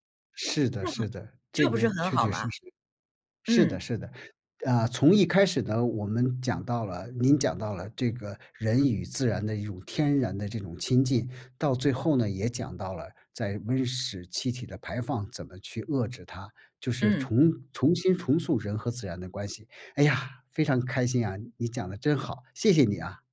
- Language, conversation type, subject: Chinese, podcast, 如何用简单的方法让自己每天都能亲近大自然？
- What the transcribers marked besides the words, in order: none